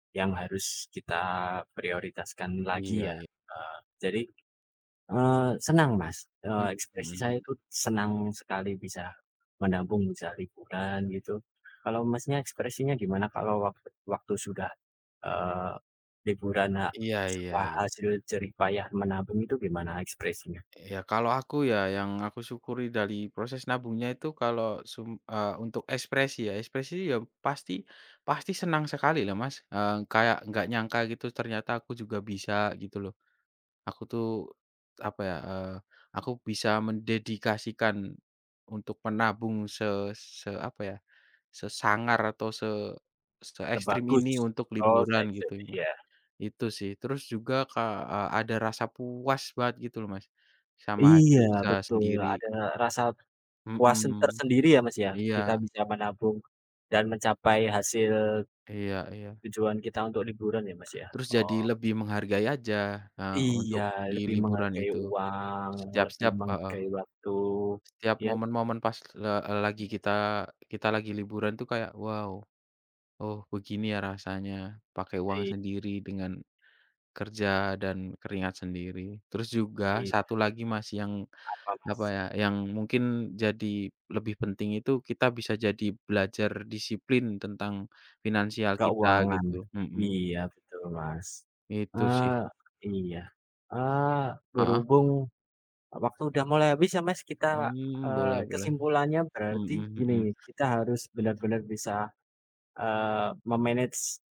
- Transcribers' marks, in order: other background noise; in English: "me-manage"
- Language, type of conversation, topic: Indonesian, unstructured, Apa tantangan terbesar Anda dalam menabung untuk liburan, dan bagaimana Anda mengatasinya?